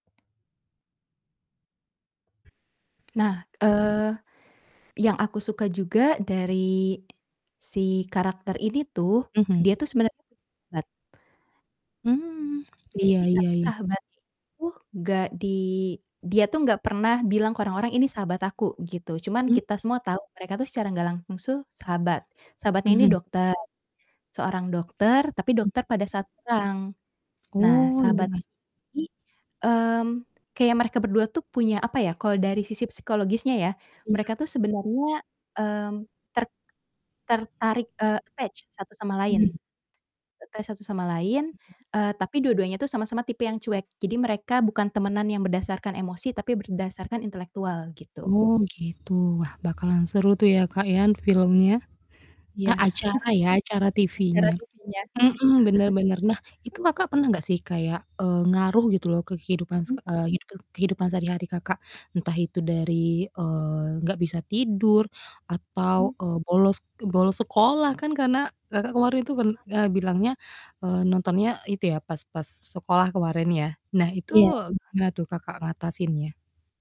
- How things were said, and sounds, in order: other background noise; static; distorted speech; unintelligible speech; in English: "attach"; in English: "attach"; chuckle; chuckle
- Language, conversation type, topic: Indonesian, podcast, Acara televisi apa yang bikin kamu kecanduan?